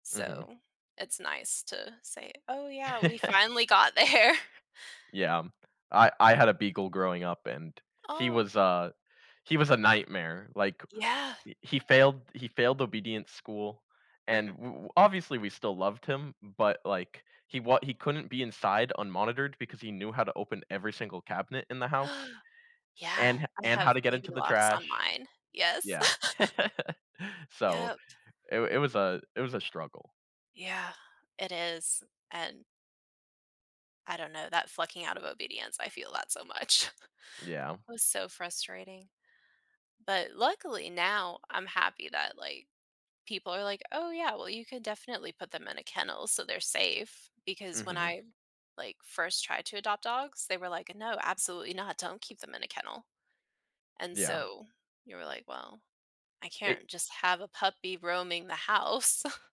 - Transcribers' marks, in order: laugh; laughing while speaking: "there"; tapping; gasp; laugh; laugh; laughing while speaking: "house"
- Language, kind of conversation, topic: English, unstructured, How do you cope when you don’t succeed at something you’re passionate about?
- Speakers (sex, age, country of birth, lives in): female, 35-39, United States, United States; male, 20-24, United States, United States